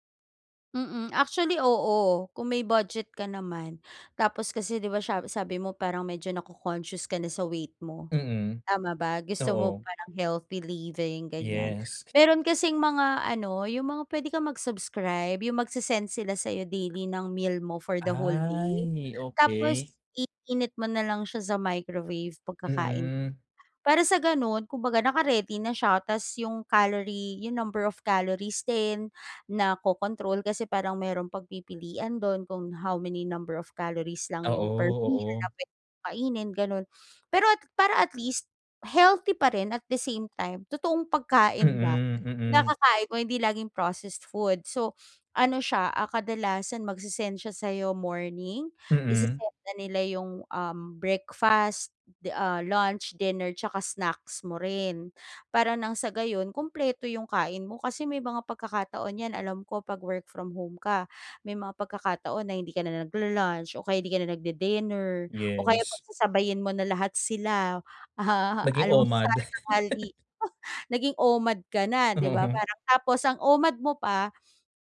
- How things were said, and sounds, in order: in English: "how many number of calories"; tapping; sniff; chuckle; laugh; laughing while speaking: "Oo"
- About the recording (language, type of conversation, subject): Filipino, advice, Paano ako makakaplano ng mga pagkain para sa buong linggo?
- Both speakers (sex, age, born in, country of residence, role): female, 35-39, Philippines, Philippines, advisor; male, 25-29, Philippines, Philippines, user